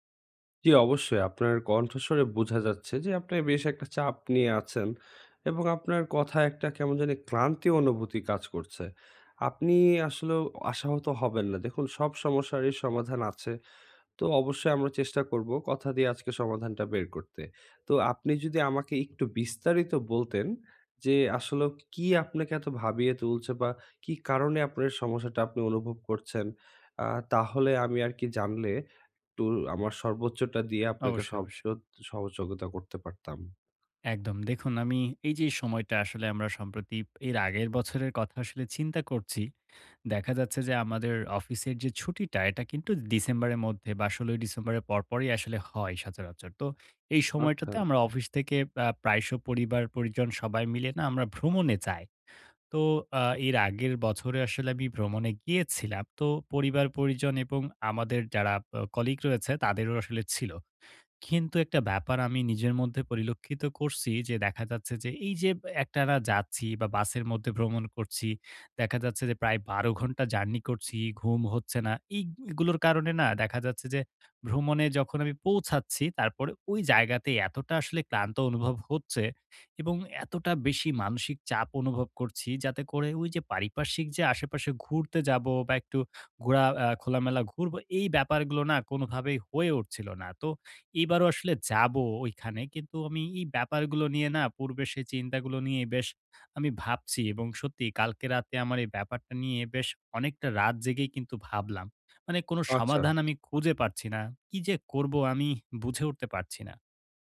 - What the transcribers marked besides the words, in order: "সহযোগিতা" said as "সহযোগোতা"; tapping
- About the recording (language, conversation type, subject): Bengali, advice, ভ্রমণে আমি কেন এত ক্লান্তি ও মানসিক চাপ অনুভব করি?